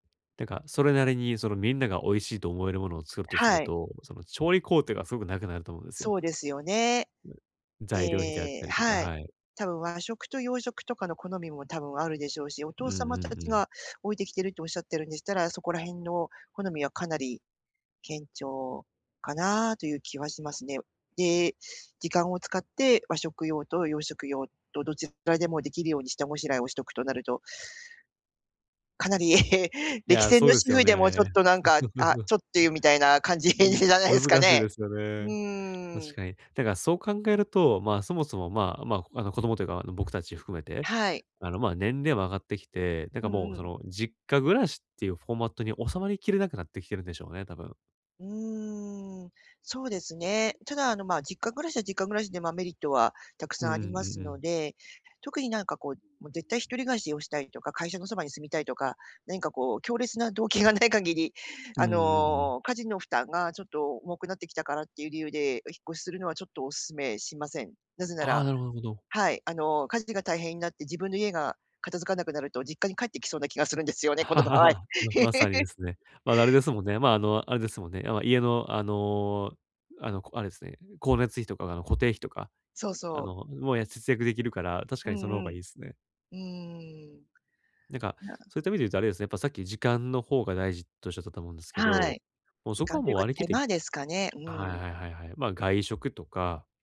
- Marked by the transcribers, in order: tapping; other background noise; laughing while speaking: "歴戦の主婦でもちょっとなんか"; giggle; laughing while speaking: "みたいな感じじゃないですかね"; laughing while speaking: "動機がない限り"; chuckle; laughing while speaking: "するんですよね、この場合"; laugh; unintelligible speech
- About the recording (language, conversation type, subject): Japanese, advice, どうすれば公平な役割分担で争いを減らせますか？
- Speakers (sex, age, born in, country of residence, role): female, 50-54, Japan, Japan, advisor; male, 30-34, Japan, Japan, user